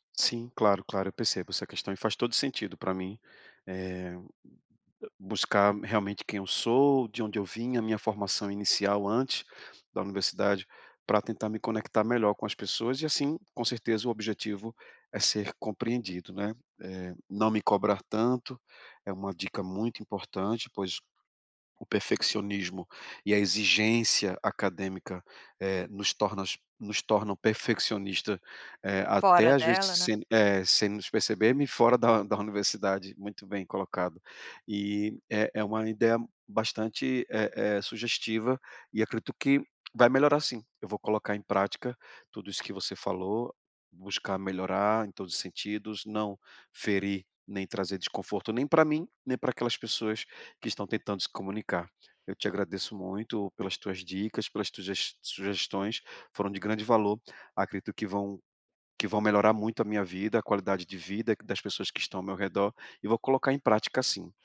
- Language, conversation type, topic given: Portuguese, advice, Como posso falar de forma clara e concisa no grupo?
- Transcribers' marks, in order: tapping